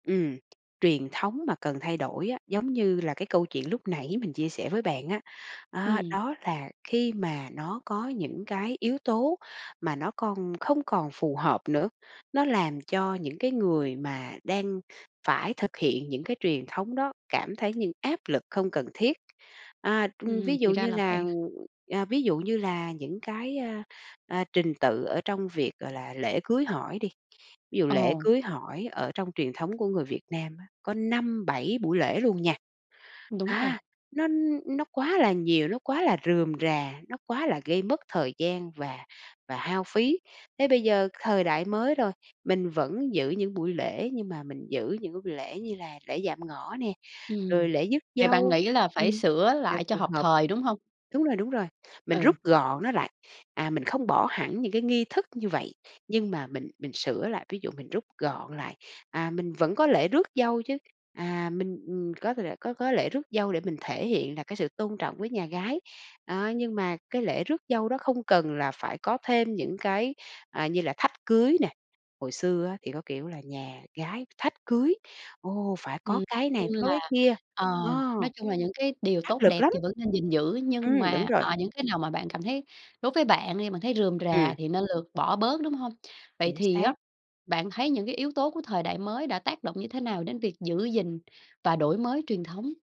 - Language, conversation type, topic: Vietnamese, podcast, Bạn nghĩ truyền thống nên thay đổi theo thời đại không?
- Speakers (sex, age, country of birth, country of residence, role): female, 30-34, Vietnam, Vietnam, host; female, 45-49, Vietnam, Vietnam, guest
- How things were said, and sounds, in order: tapping; other background noise